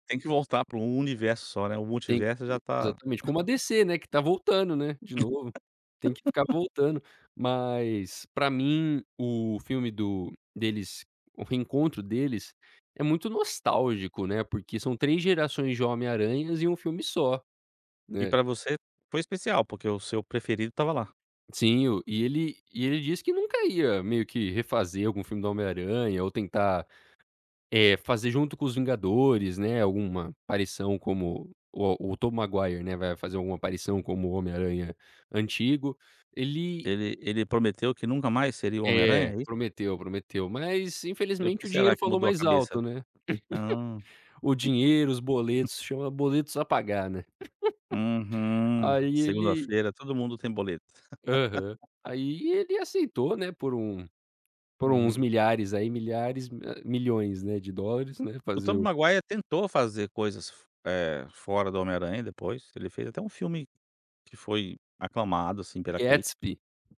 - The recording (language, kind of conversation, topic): Portuguese, podcast, Me conta sobre um filme que marcou sua vida?
- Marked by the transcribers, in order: chuckle; laugh; chuckle; laugh; laugh